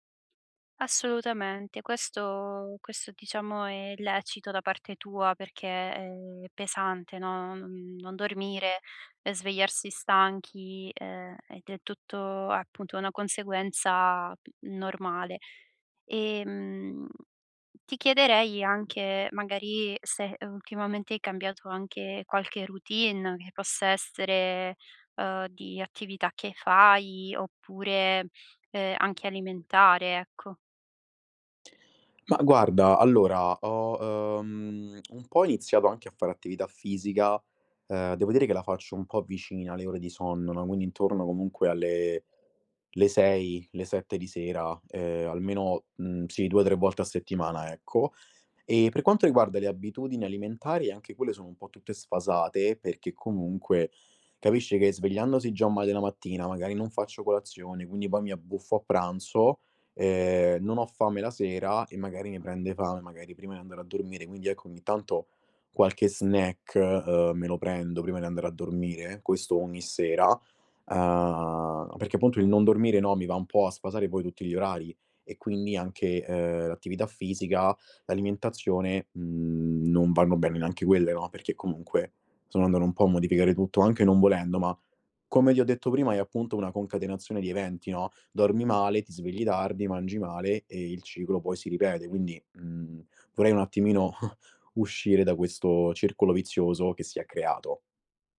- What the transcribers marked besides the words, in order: tapping; other background noise; "vorrei" said as "vorei"; chuckle
- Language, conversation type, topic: Italian, advice, Perché il mio sonno rimane irregolare nonostante segua una routine serale?